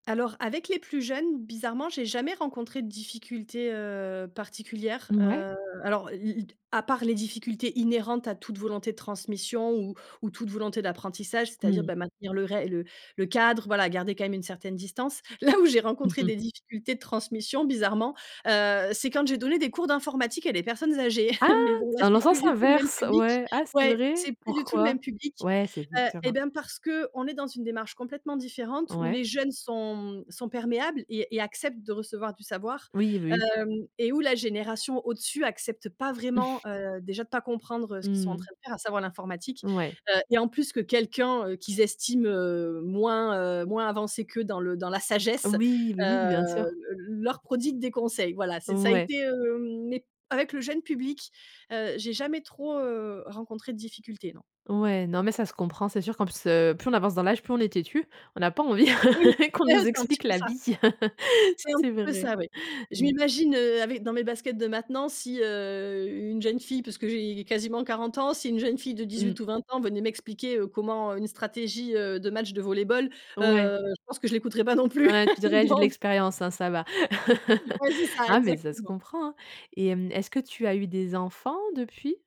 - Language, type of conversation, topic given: French, podcast, Comment transmets-tu ton héritage aux plus jeunes ?
- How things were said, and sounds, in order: other background noise; laughing while speaking: "Là où j'ai rencontré"; tapping; surprised: "Ah ! Dans le sens inverse. Ouais, ah, c'est vrai ?"; chuckle; unintelligible speech; chuckle; laughing while speaking: "eh"; laugh; laugh; laugh